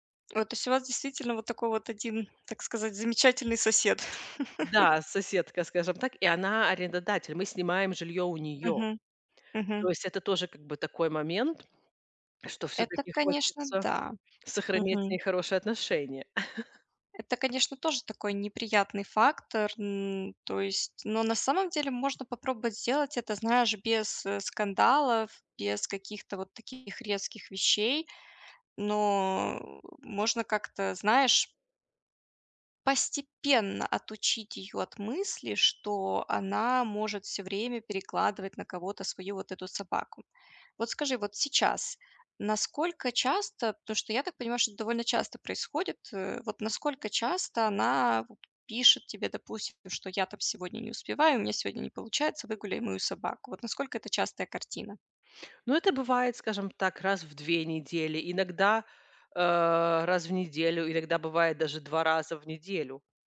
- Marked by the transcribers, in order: tapping; chuckle; swallow; chuckle; other background noise; grunt
- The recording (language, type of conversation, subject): Russian, advice, Как мне уважительно отказывать и сохранять уверенность в себе?